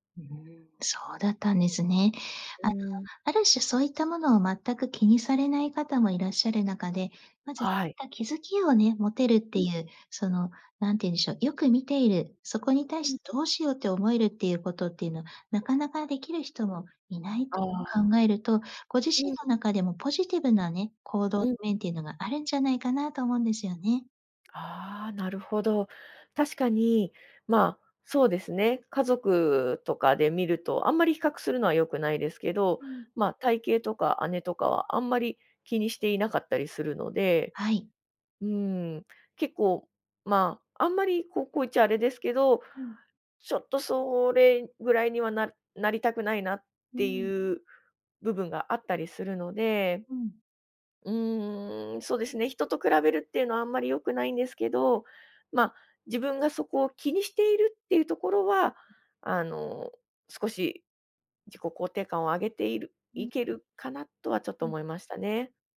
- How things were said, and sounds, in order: unintelligible speech; unintelligible speech
- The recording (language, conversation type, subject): Japanese, advice, 体型や見た目について自分を低く評価してしまうのはなぜですか？